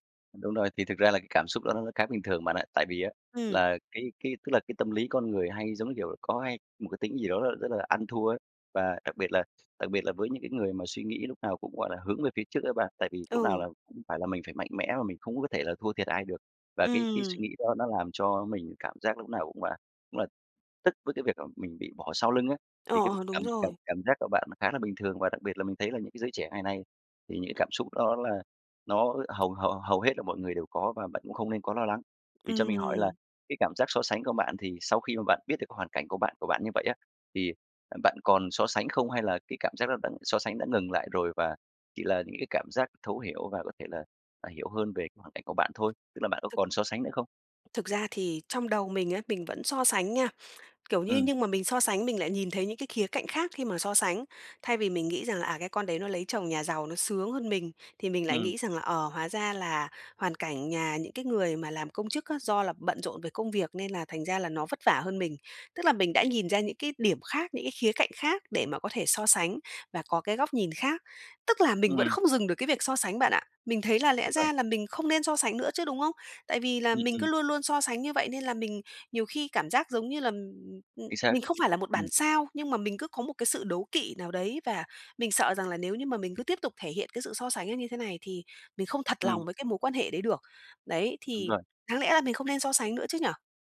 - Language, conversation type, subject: Vietnamese, advice, Làm sao để ngừng so sánh bản thân với người khác?
- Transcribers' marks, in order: other background noise; tapping